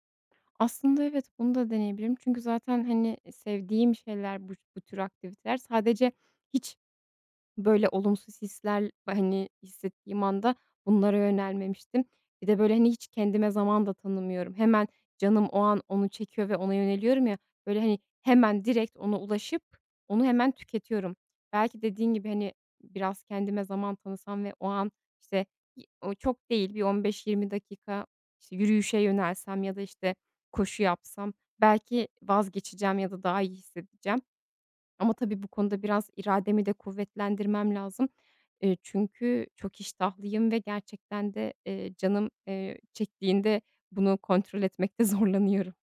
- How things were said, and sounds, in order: other background noise; laughing while speaking: "zorlanıyorum"
- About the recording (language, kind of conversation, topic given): Turkish, advice, Stresliyken duygusal yeme davranışımı kontrol edemiyorum